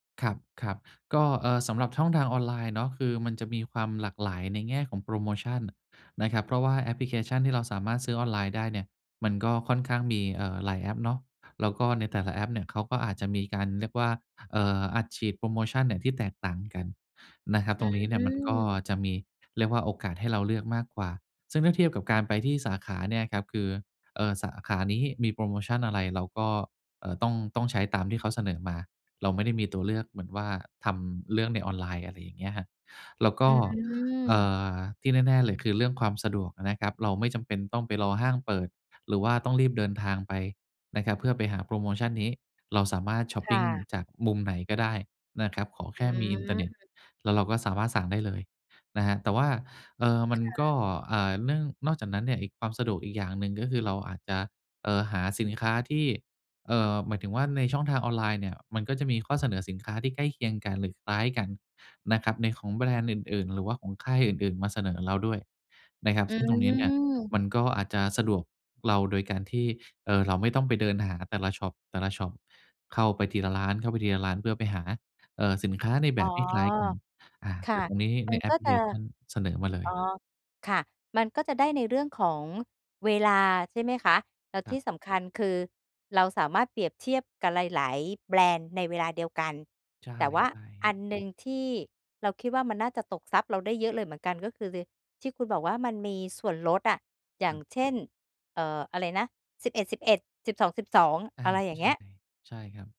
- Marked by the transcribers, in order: drawn out: "อืม"; drawn out: "อืม"; drawn out: "อืม"
- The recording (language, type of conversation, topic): Thai, advice, จะช้อปของจำเป็นและเสื้อผ้าให้คุ้มค่าภายใต้งบประมาณจำกัดได้อย่างไร?